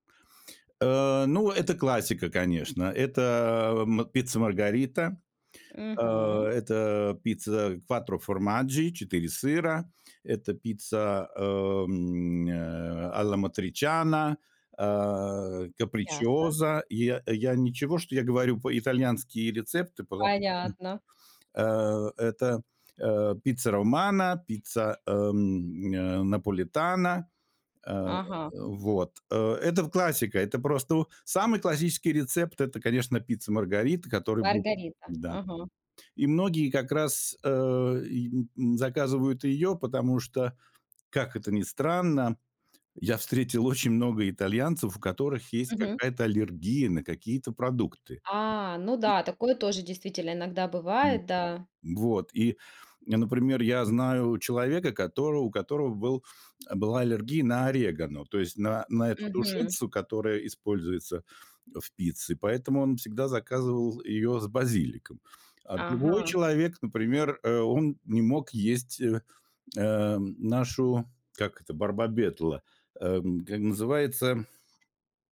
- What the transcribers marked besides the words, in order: in Italian: "quattro formaggi"; in Italian: "a la matriciana"; in Italian: "capricciosa"; laughing while speaking: "очень"; unintelligible speech; in Italian: "барбабетла"; tapping
- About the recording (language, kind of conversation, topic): Russian, podcast, Какая еда за границей удивила тебя больше всего и почему?
- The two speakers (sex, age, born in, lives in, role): female, 35-39, Ukraine, Spain, host; male, 55-59, Russia, Germany, guest